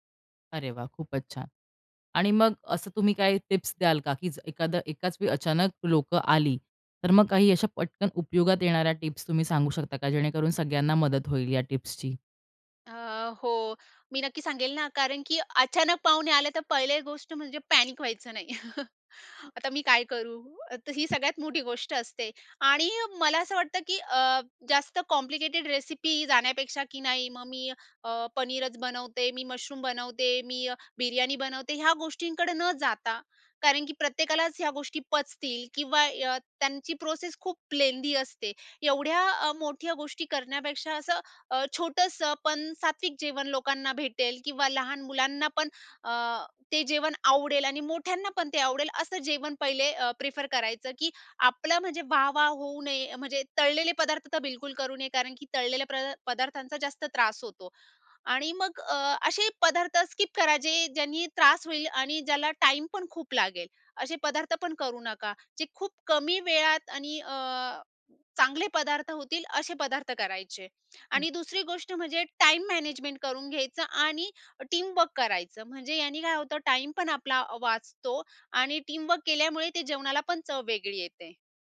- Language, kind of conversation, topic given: Marathi, podcast, एकाच वेळी अनेक लोकांसाठी स्वयंपाक कसा सांभाळता?
- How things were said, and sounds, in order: in English: "पॅनिक"; laugh; other background noise; in English: "कॉम्प्लिकेटेड रेसिपी"; in English: "लेंदी"; in English: "स्किप"; tongue click; in English: "मॅनेजमेंट"; in English: "टीमवर्क"; in English: "टीमवर्क"